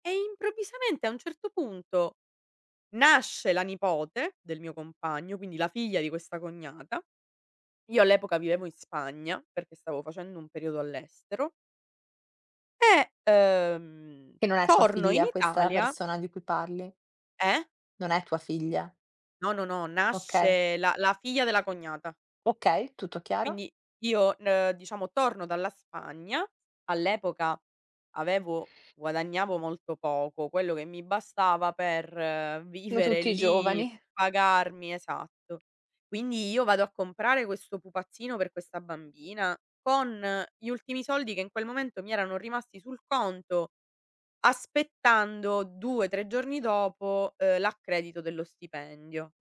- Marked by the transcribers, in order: other background noise; tapping
- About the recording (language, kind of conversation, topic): Italian, podcast, Come gestite i conflitti in famiglia: secondo te è meglio parlarne subito o prendersi del tempo?